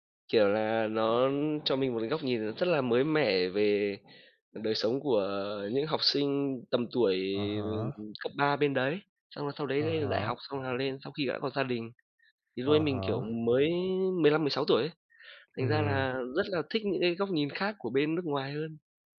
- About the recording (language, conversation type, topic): Vietnamese, unstructured, Có nên xem phim như một cách để hiểu các nền văn hóa khác không?
- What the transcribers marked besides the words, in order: other background noise